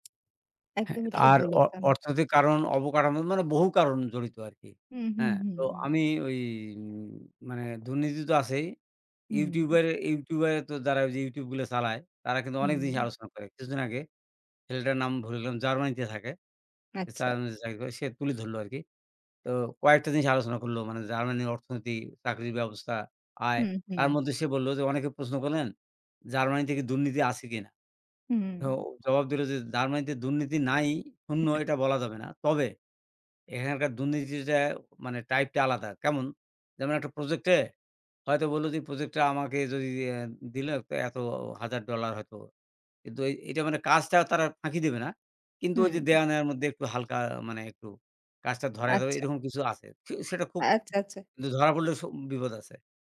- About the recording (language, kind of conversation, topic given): Bengali, unstructured, সমাজে বেআইনি কার্যকলাপ কেন বাড়ছে?
- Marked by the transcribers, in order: "জার্মানিতে" said as "সারমানিতে"; cough